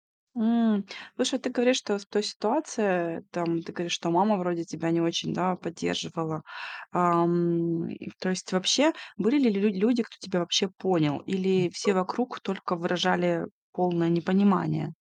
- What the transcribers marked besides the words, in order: static; unintelligible speech
- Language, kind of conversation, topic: Russian, podcast, Как ты справляешься с выгоранием?